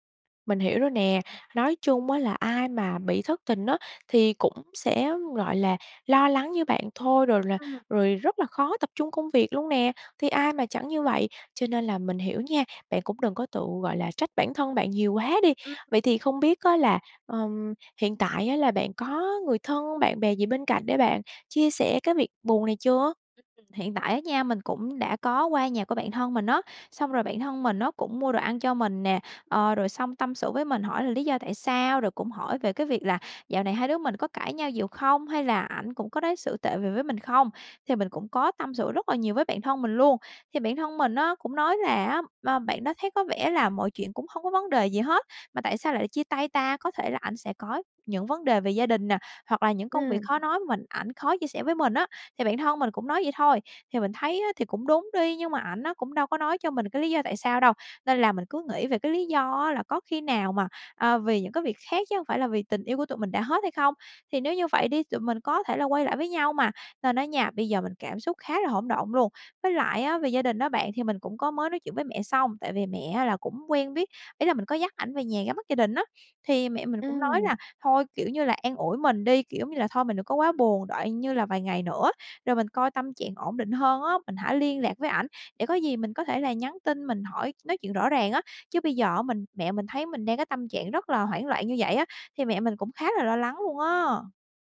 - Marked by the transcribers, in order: tapping; other background noise
- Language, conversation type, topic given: Vietnamese, advice, Bạn đang cảm thấy thế nào sau một cuộc chia tay đột ngột mà bạn chưa kịp chuẩn bị?